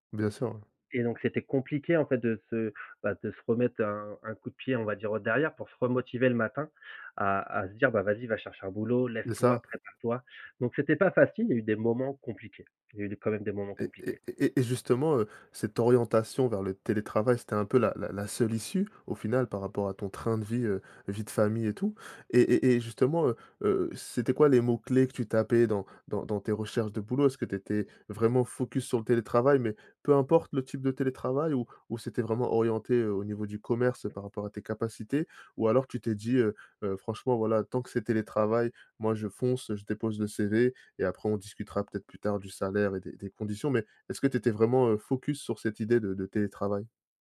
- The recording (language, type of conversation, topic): French, podcast, Comment équilibrez-vous travail et vie personnelle quand vous télétravaillez à la maison ?
- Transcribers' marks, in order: other background noise; tapping